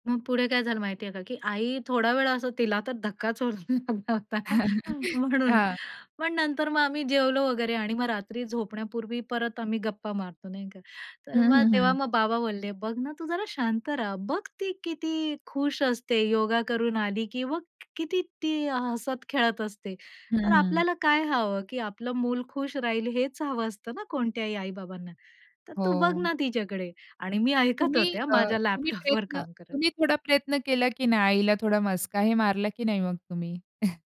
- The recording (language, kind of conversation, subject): Marathi, podcast, तुमच्या आयुष्यात झालेले बदल तुम्ही कुटुंबाला कसे समजावून सांगितले?
- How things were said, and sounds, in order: laughing while speaking: "धक्काच होऊन लागला होता, म्हणून"; laugh; laughing while speaking: "हां"; trusting: "बघ ना तू जरा शांत … बघ ना तिच्याकडे"; laughing while speaking: "माझ्या लॅपटॉपवर"; chuckle